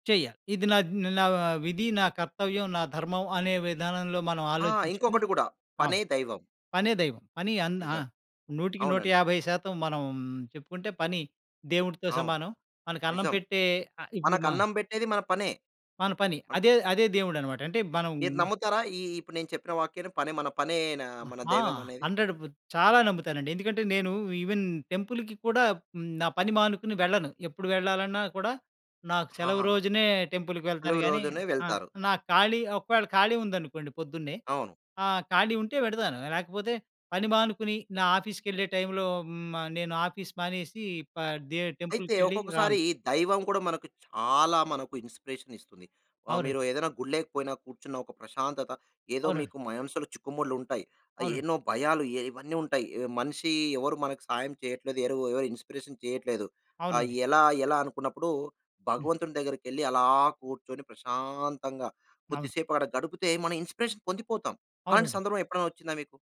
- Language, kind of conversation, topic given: Telugu, podcast, ఇన్స్పిరేషన్ కోసం మీరు సాధారణంగా ఏమేమి చూస్తారు—సినిమాలా, ఫోటోలా, ప్రత్యక్ష ప్రదర్శనలా?
- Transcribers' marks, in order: in English: "ఈవెన్ టెంపుల్‌కి"; in English: "టెంపుల్‌కి"; in English: "ఆఫీస్‌కెళ్ళే"; in English: "ఆఫీస్"; in English: "టెంపుల్‌కెళ్లి"; "గుళ్ళోకి" said as "గుళ్ళేకి"; in English: "ఇన్‌స్పిరేషన్"; in English: "ఇన్‌స్పిరేషన్"